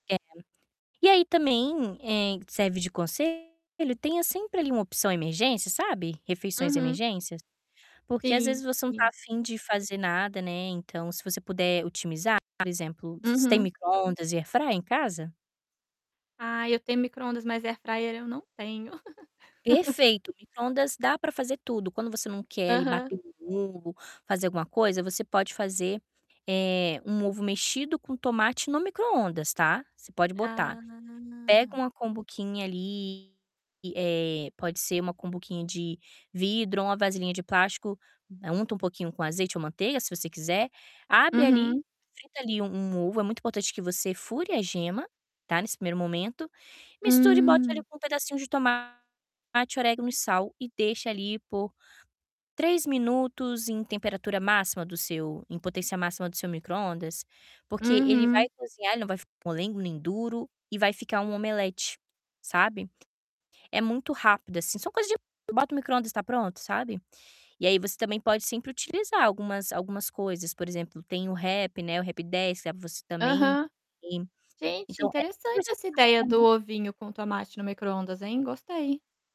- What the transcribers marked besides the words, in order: distorted speech; laugh; drawn out: "Ah"
- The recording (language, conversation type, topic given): Portuguese, advice, Qual é a sua dificuldade em cozinhar refeições saudáveis com regularidade?